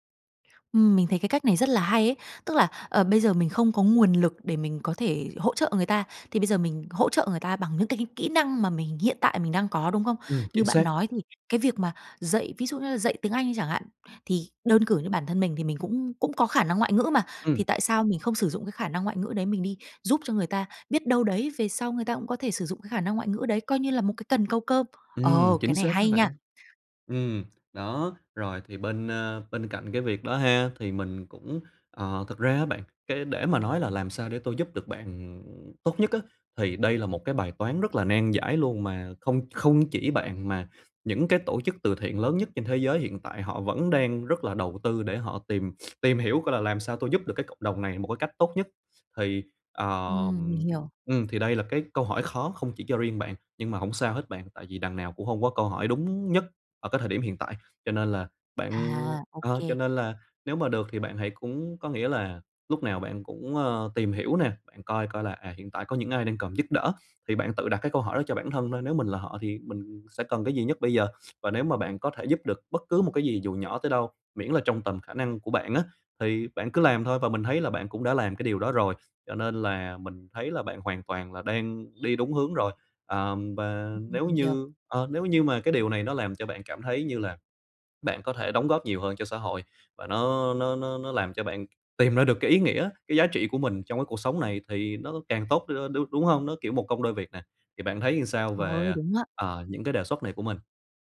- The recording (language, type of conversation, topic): Vietnamese, advice, Làm sao để bạn có thể cảm thấy mình đang đóng góp cho xã hội và giúp đỡ người khác?
- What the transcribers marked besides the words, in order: tapping; other background noise; sniff; sniff; horn